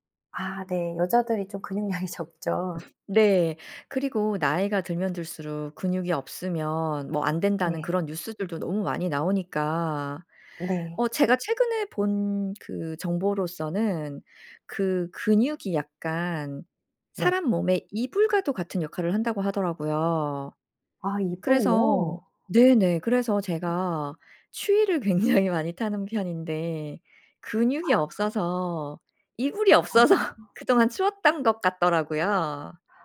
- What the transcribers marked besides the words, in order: other background noise; laughing while speaking: "근육량이"; tapping; laughing while speaking: "굉장히"; laughing while speaking: "이불이 없어서"
- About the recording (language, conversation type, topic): Korean, podcast, 규칙적인 운동 루틴은 어떻게 만드세요?